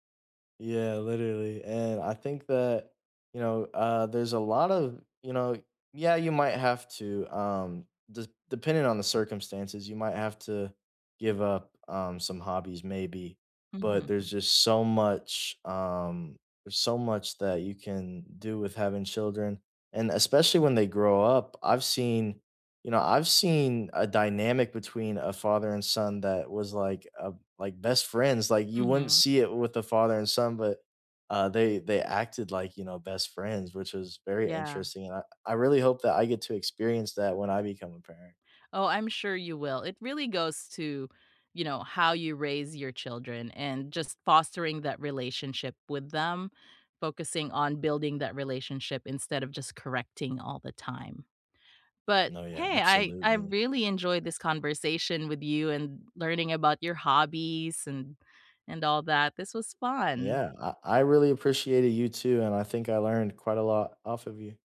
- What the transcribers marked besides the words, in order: tapping
- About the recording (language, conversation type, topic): English, unstructured, How do you notice your hobbies changing as your priorities shift over time?
- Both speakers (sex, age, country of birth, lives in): female, 40-44, Philippines, United States; male, 18-19, United States, United States